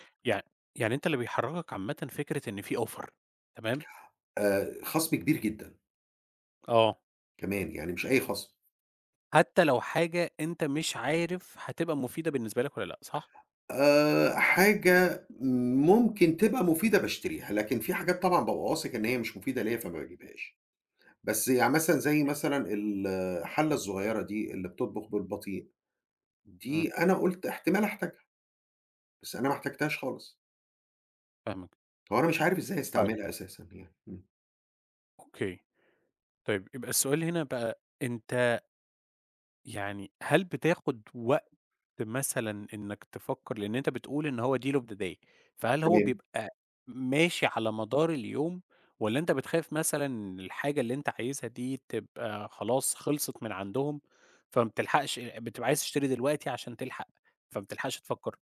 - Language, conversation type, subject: Arabic, advice, إزاي الشراء الاندفاعي أونلاين بيخلّيك تندم ويدخّلك في مشاكل مالية؟
- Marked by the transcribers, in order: in English: "offer"; tapping; in English: "deal of the day"